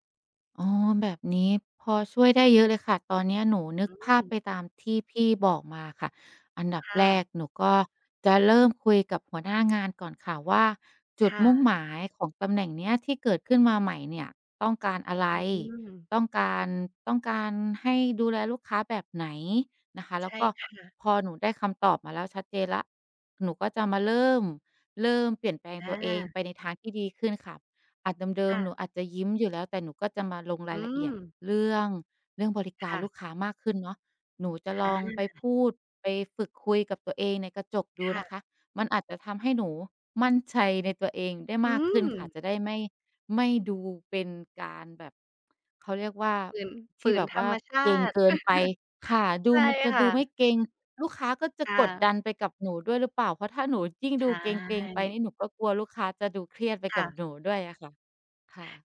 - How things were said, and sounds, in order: tapping; other noise; other background noise; chuckle
- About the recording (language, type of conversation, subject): Thai, advice, เมื่อคุณได้เลื่อนตำแหน่งหรือเปลี่ยนหน้าที่ คุณควรรับมือกับความรับผิดชอบใหม่อย่างไร?